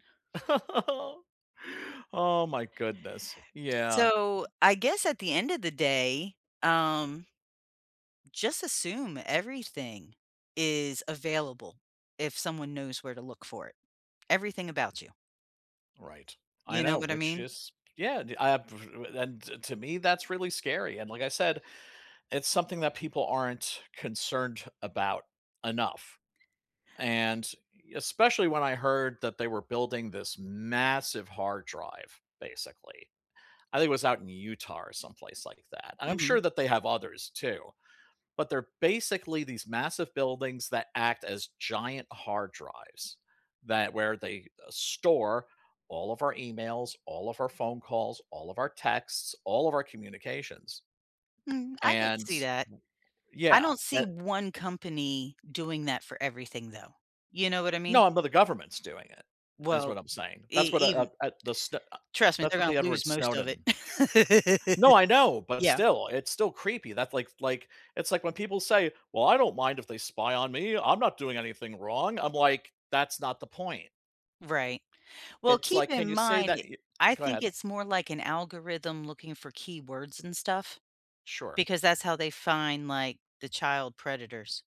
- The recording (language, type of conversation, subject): English, unstructured, How do you feel about how companies use your personal data?
- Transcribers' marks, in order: chuckle; tapping; other background noise; stressed: "massive"; laugh